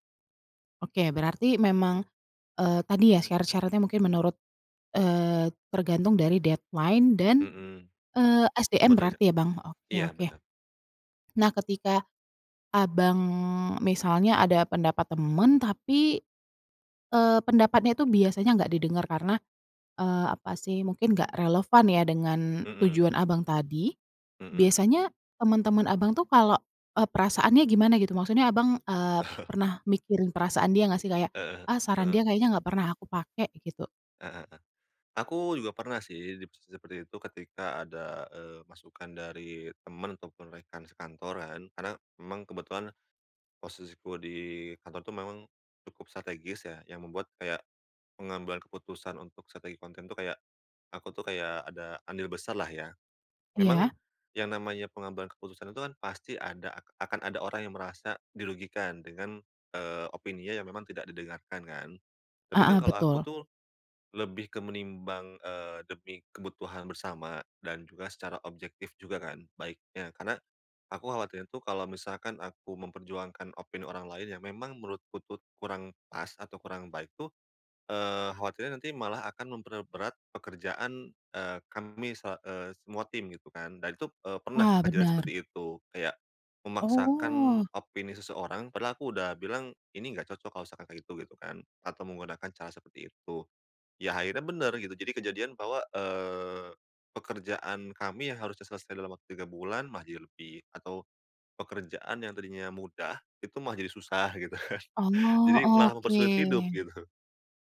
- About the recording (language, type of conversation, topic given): Indonesian, podcast, Bagaimana kamu menyeimbangkan pengaruh orang lain dan suara hatimu sendiri?
- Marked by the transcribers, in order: in English: "deadline"; chuckle; laughing while speaking: "gitu kan"